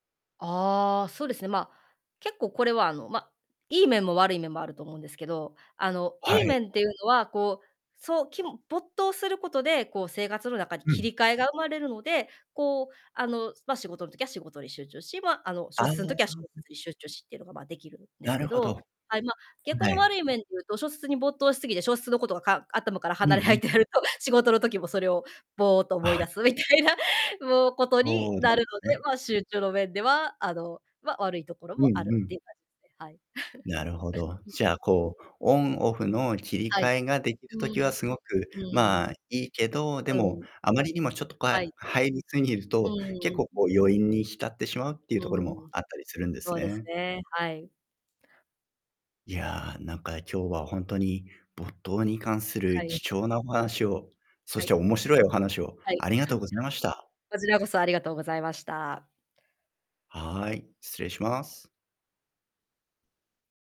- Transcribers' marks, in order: distorted speech; laughing while speaking: "みたいな、もう"; chuckle; chuckle
- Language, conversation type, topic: Japanese, podcast, 最近、何かに没頭して時間を忘れた瞬間はありましたか？